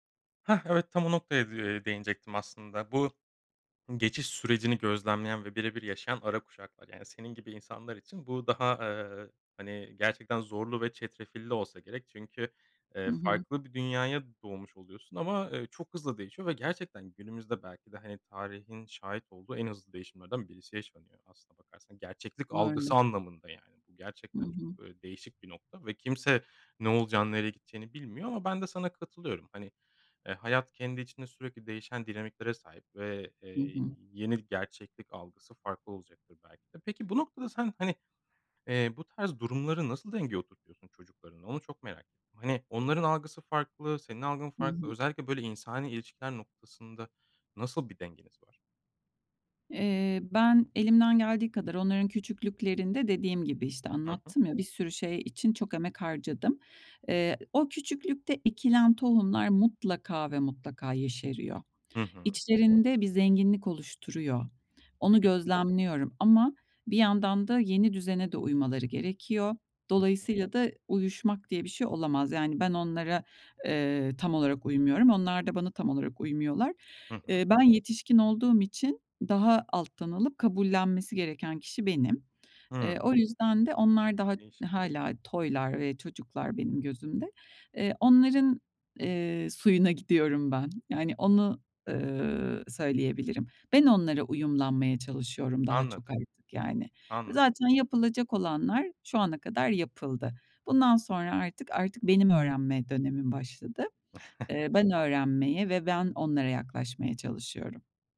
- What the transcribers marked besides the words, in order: other background noise; unintelligible speech; tapping; chuckle
- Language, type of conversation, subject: Turkish, podcast, Çocuklara hangi gelenekleri mutlaka öğretmeliyiz?